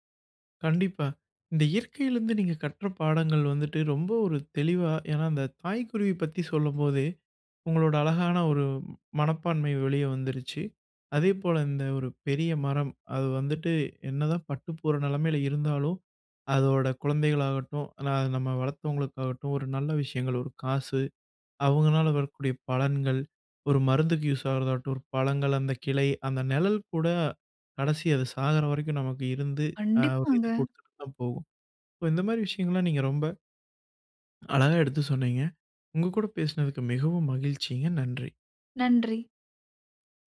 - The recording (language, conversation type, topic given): Tamil, podcast, நீங்கள் இயற்கையிடமிருந்து முதலில் கற்றுக் கொண்ட பாடம் என்ன?
- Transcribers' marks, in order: other background noise